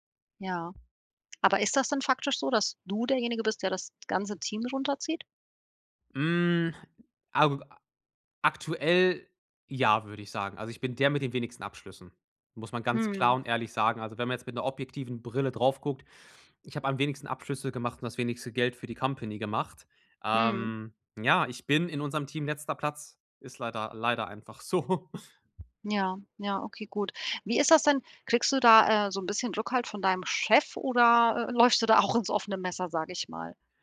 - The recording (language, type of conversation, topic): German, advice, Wie gehe ich mit Misserfolg um, ohne mich selbst abzuwerten?
- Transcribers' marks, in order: other background noise; laugh; laughing while speaking: "läufst du da auch ins"